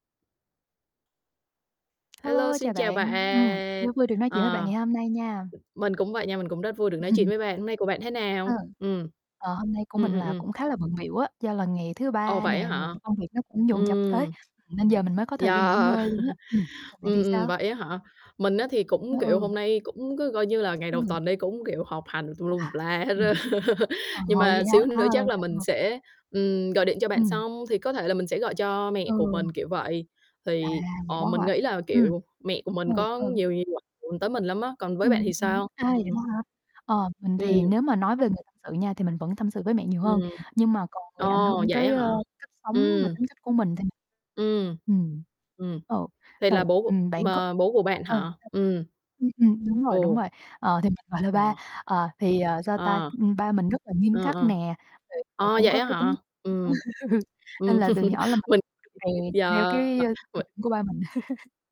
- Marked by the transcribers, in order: tapping; distorted speech; other background noise; chuckle; static; laugh; mechanical hum; laugh; unintelligible speech; unintelligible speech; laugh; unintelligible speech; laugh
- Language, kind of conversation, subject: Vietnamese, unstructured, Ai trong gia đình có ảnh hưởng lớn nhất đến bạn?